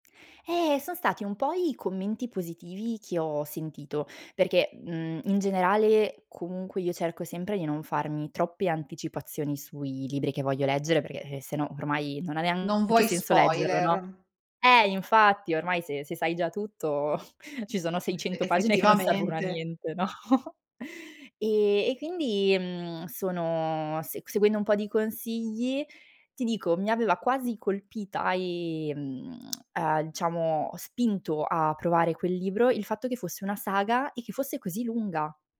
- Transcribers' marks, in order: laughing while speaking: "che non servono a niente, no"; giggle
- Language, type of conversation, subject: Italian, podcast, Qual è un libro che ti ha lasciato il segno?